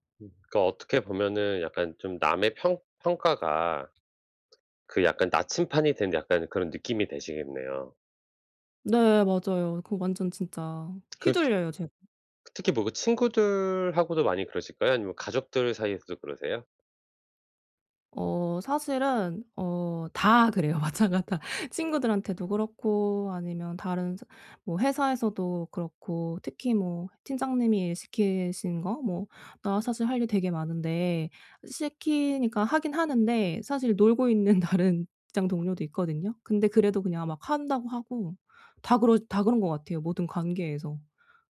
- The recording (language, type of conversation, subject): Korean, advice, 남들의 시선 속에서도 진짜 나를 어떻게 지킬 수 있을까요?
- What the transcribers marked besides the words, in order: tapping; "나침반이" said as "나침판이"; lip smack; laughing while speaking: "그래요. 마찬가지"; laughing while speaking: "있는 다른"; other background noise